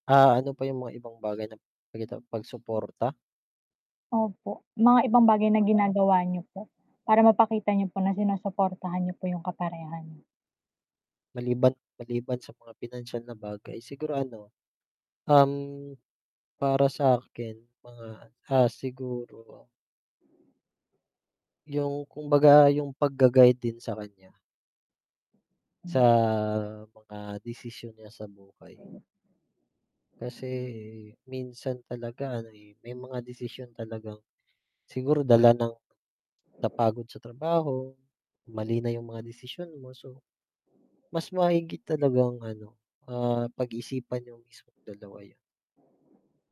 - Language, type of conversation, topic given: Filipino, unstructured, Paano mo sinusuportahan ang kapareha mo sa mga hamon sa buhay?
- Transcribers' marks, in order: unintelligible speech; other background noise; static